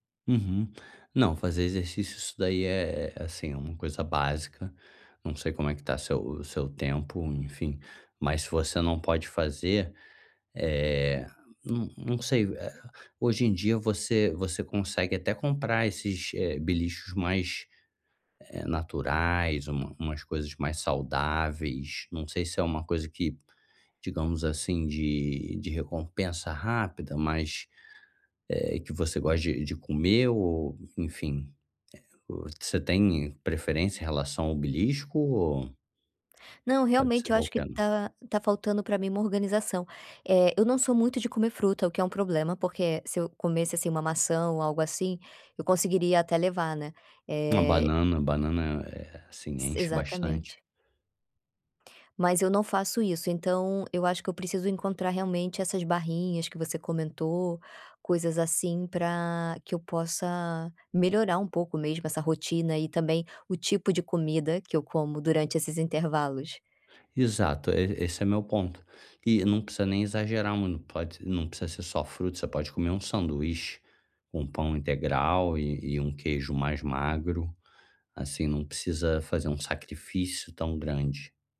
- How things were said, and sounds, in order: none
- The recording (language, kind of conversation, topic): Portuguese, advice, Como posso controlar os desejos por comida entre as refeições?